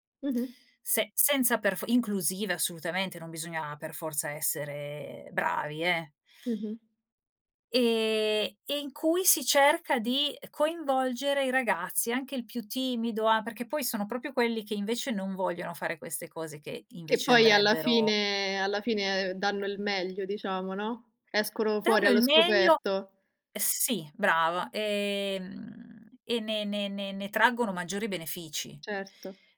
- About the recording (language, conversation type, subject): Italian, podcast, Come sostenete la salute mentale dei ragazzi a casa?
- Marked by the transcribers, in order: "proprio" said as "propio"; other background noise; drawn out: "e"